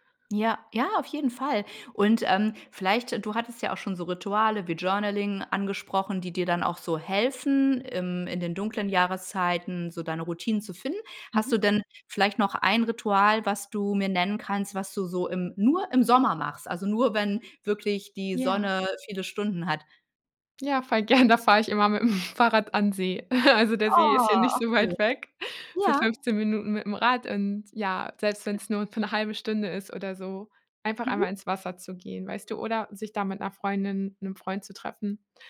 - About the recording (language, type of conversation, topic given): German, podcast, Wie gehst du mit saisonalen Stimmungen um?
- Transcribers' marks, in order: laughing while speaking: "gern"; laughing while speaking: "mit dem"; chuckle; drawn out: "Ah"